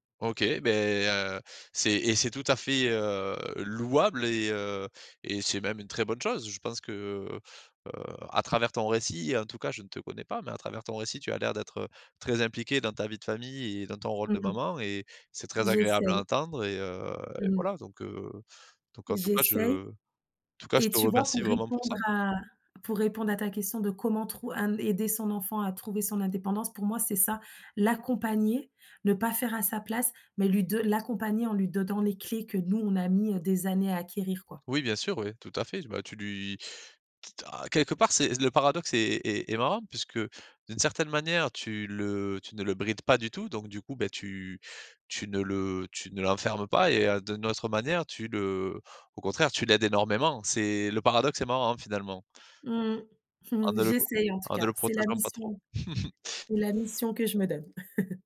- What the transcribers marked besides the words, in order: tapping; chuckle; chuckle; laugh
- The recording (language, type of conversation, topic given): French, podcast, Comment aider un enfant à gagner en autonomie et à devenir plus indépendant ?